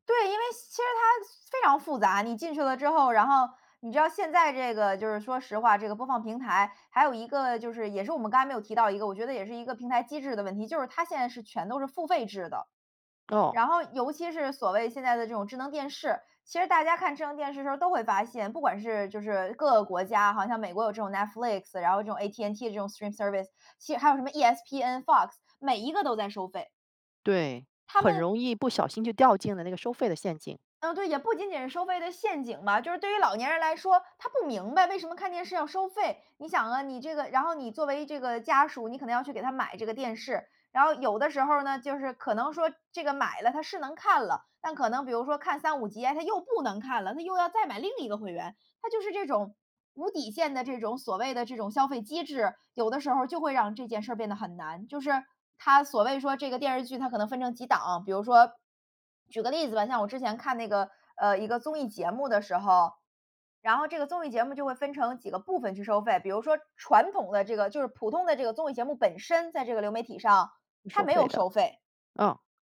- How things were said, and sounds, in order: other background noise; in English: "stream service"
- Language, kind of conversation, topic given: Chinese, podcast, 播放平台的兴起改变了我们的收视习惯吗？